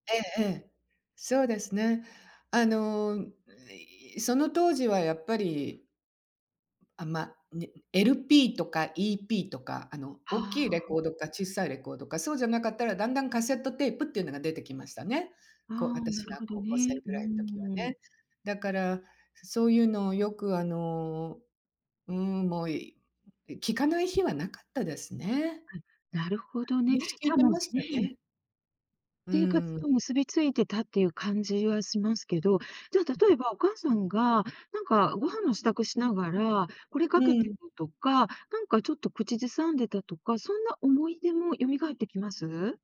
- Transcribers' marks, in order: other background noise; unintelligible speech
- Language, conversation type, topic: Japanese, podcast, 親から受け継いだ音楽の思い出はありますか？